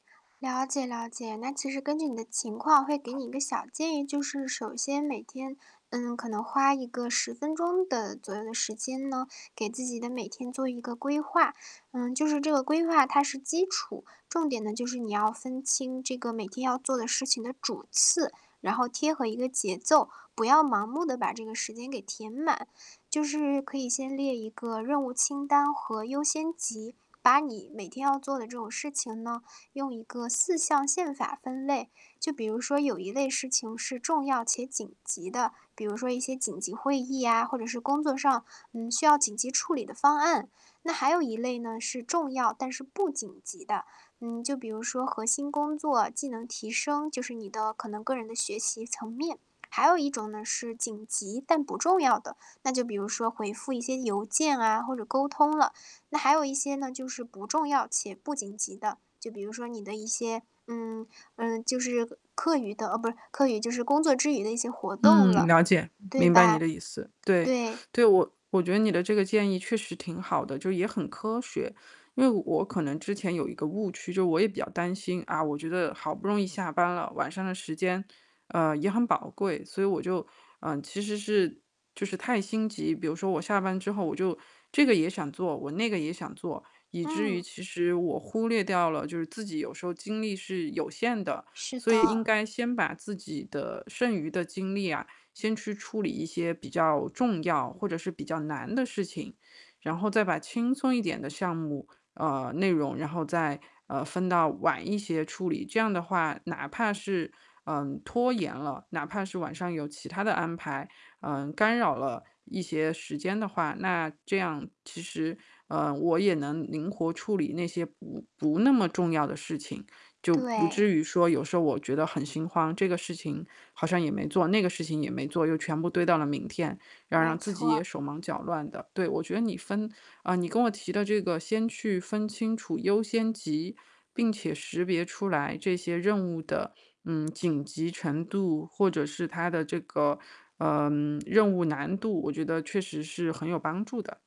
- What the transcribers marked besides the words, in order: distorted speech; other background noise; static
- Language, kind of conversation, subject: Chinese, advice, 我该如何用时间块更好地管理日程？